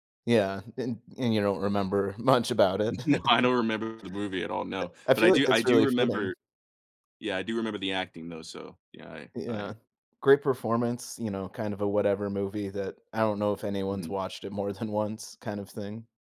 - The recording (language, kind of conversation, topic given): English, unstructured, How should I judge a brilliant performance in an otherwise messy film?
- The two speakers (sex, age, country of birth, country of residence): male, 30-34, United States, United States; male, 35-39, United States, United States
- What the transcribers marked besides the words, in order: laughing while speaking: "much"; laughing while speaking: "No"; chuckle; laughing while speaking: "than"